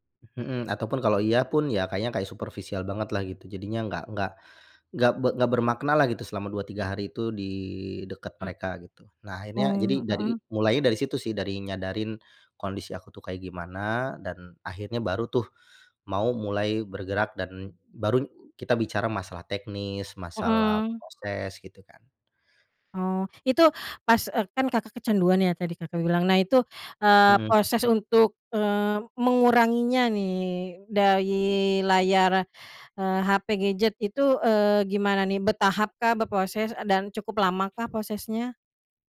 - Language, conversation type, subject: Indonesian, podcast, Apa cara kamu membatasi waktu layar agar tidak kecanduan gawai?
- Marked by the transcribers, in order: other background noise; tapping